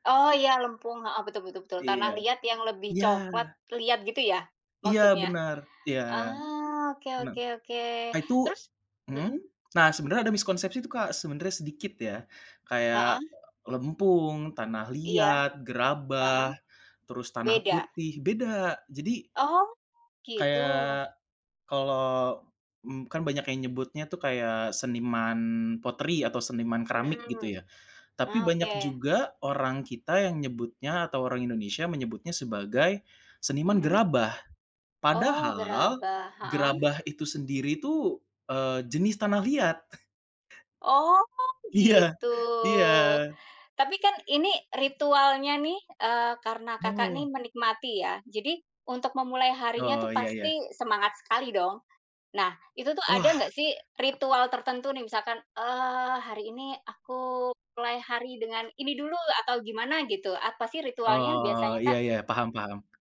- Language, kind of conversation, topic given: Indonesian, podcast, Bagaimana kamu menjaga konsistensi berkarya setiap hari?
- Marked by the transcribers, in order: in English: "pottery"; chuckle; laughing while speaking: "Iya"; tapping